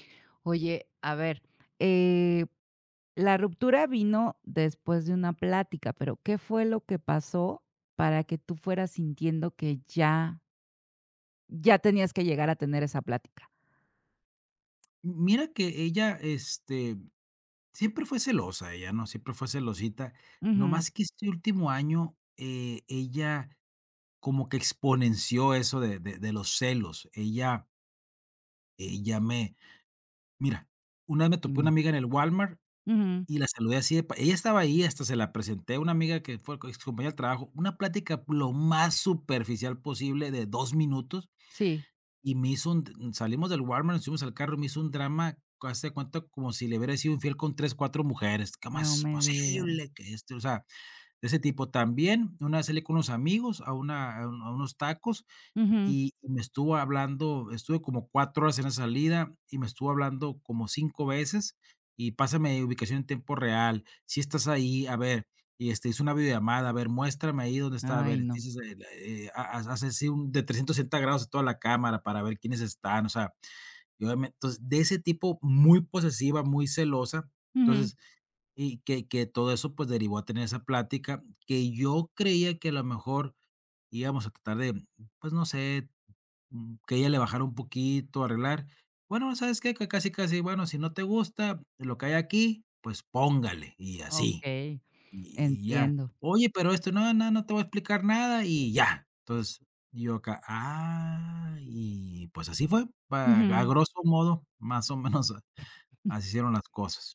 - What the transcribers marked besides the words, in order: tapping; unintelligible speech; laughing while speaking: "más o menos"; chuckle
- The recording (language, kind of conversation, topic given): Spanish, advice, ¿Cómo puedo afrontar una ruptura inesperada y sin explicación?